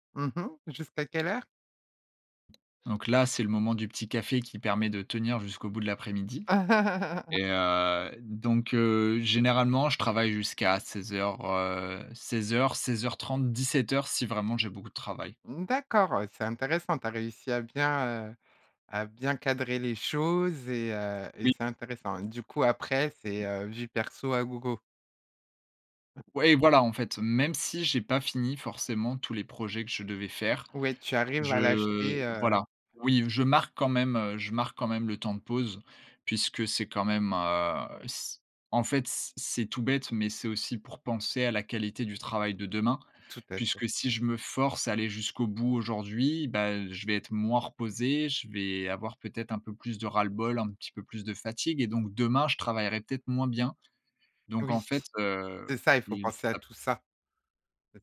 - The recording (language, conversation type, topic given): French, podcast, Comment trouves-tu l’équilibre entre le travail et la vie personnelle ?
- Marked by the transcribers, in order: chuckle; other background noise; unintelligible speech